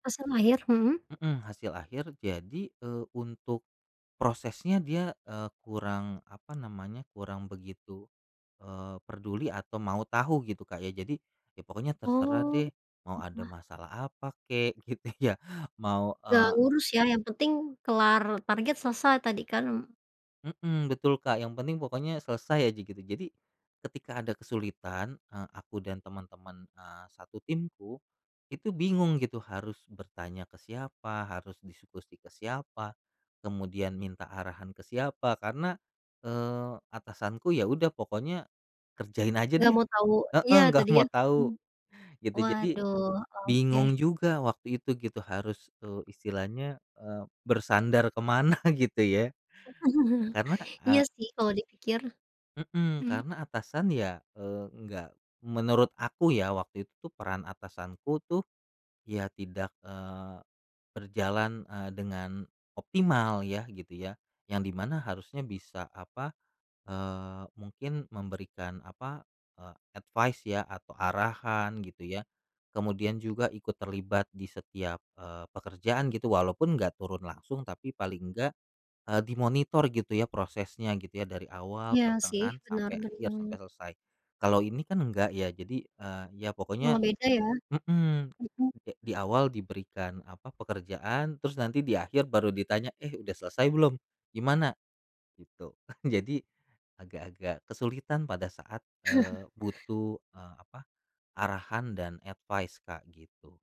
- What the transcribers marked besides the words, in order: laughing while speaking: "gitu ya"; chuckle; in English: "advice"; chuckle; in English: "advice"
- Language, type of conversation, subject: Indonesian, podcast, Menurut kamu, seperti apa peran atasan yang baik?